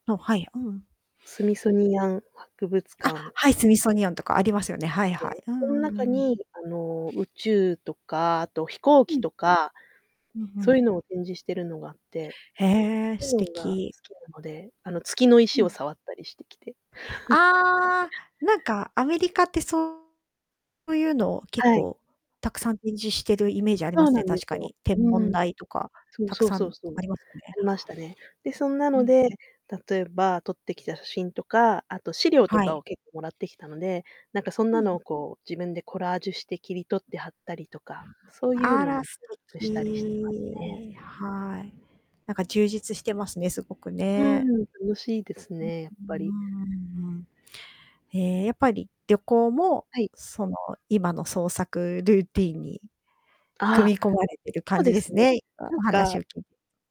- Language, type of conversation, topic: Japanese, podcast, 日々の創作のルーティンはありますか？
- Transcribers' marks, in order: distorted speech; static; unintelligible speech; chuckle; unintelligible speech; drawn out: "素敵"; drawn out: "うーん"